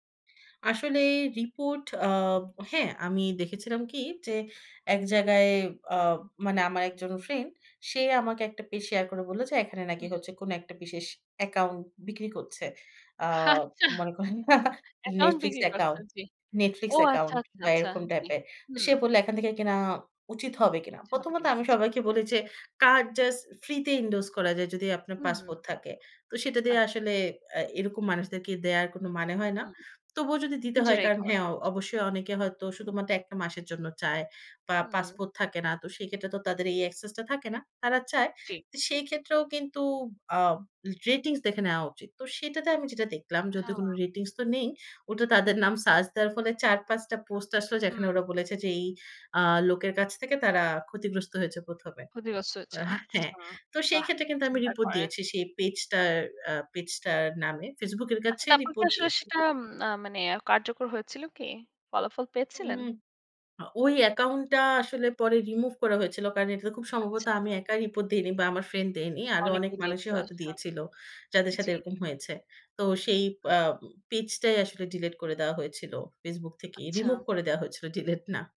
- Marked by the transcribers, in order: laugh; laughing while speaking: "আচ্ছা। অ্যাকাউন্ট বিক্রি করছে"; in English: "endorse"; in English: "access"; chuckle
- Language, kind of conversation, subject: Bengali, podcast, নেট স্ক্যাম চিনতে তোমার পদ্ধতি কী?
- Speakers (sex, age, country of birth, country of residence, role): female, 25-29, Bangladesh, Finland, guest; female, 25-29, Bangladesh, United States, host